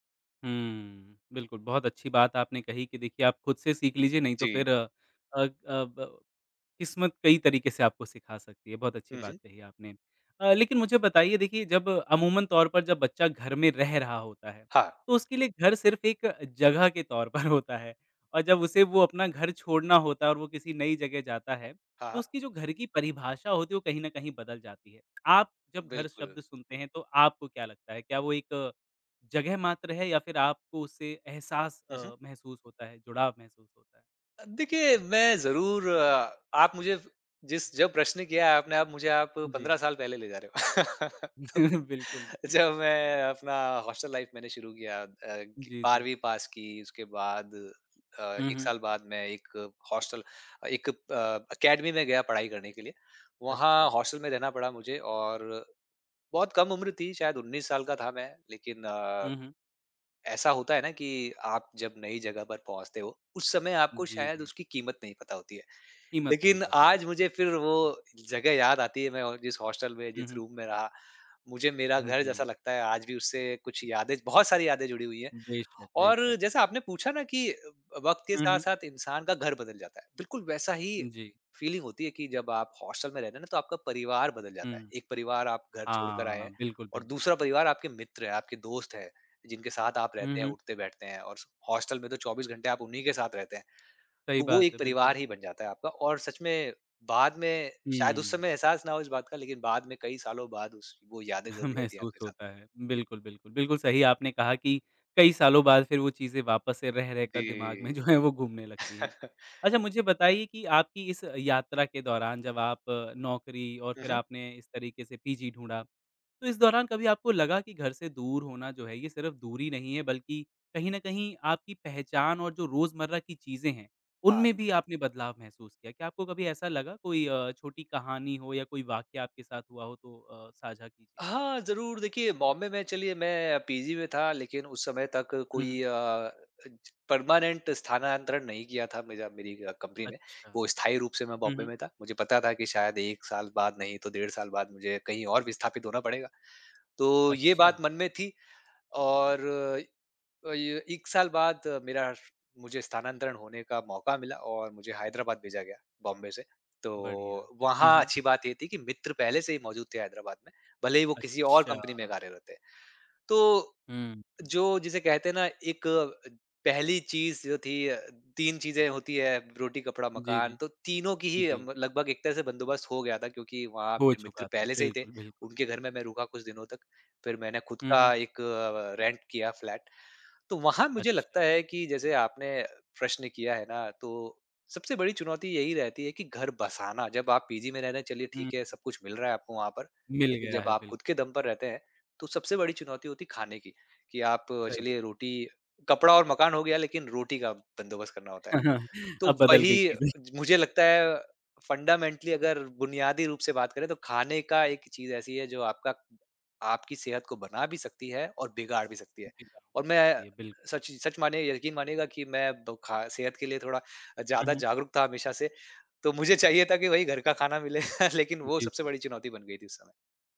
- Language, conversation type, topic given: Hindi, podcast, प्रवास के दौरान आपको सबसे बड़ी मुश्किल क्या लगी?
- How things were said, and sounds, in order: tapping; laughing while speaking: "पर"; laugh; laughing while speaking: "तो"; chuckle; in English: "लाइफ़"; in English: "अकेडमी"; in English: "रूम"; in English: "फीलिंग"; chuckle; laughing while speaking: "जो है"; chuckle; in English: "परमानेंट"; in English: "रेंट"; chuckle; laughing while speaking: "चीज़ें"; in English: "फंडामेंटली"; chuckle